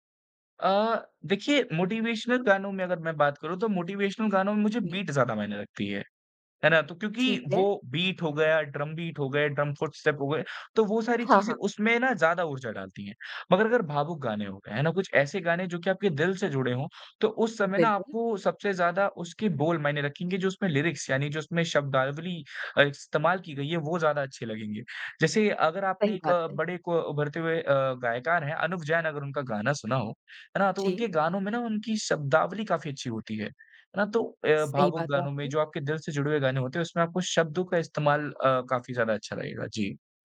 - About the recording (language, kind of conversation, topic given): Hindi, podcast, मूड ठीक करने के लिए आप क्या सुनते हैं?
- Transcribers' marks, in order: in English: "मोटिवेशनल"; in English: "मोटिवेशनल"; in English: "बीट"; in English: "बीट"; in English: "ड्रम बीट"; in English: "ड्रम फुट स्टेप"; in English: "लिरिक्स"